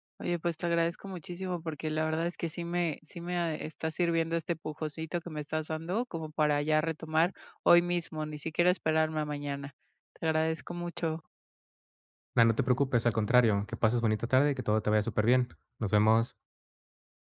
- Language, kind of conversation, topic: Spanish, advice, ¿Cómo puedo superar el miedo y la procrastinación para empezar a hacer ejercicio?
- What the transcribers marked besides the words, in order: none